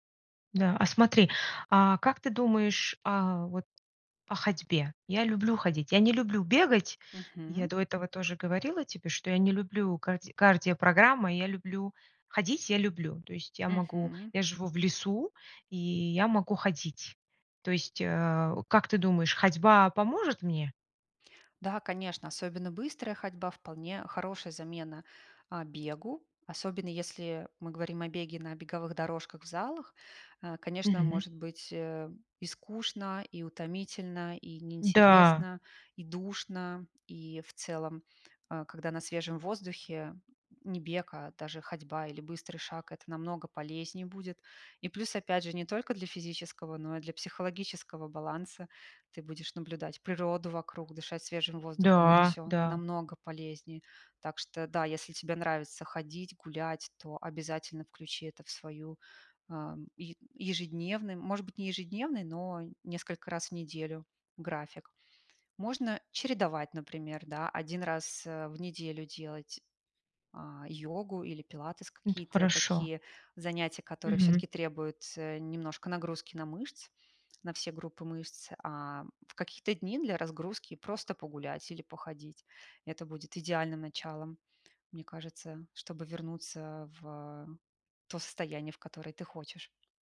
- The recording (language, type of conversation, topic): Russian, advice, Как перестать чувствовать вину за пропуски тренировок из-за усталости?
- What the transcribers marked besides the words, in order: tapping; other background noise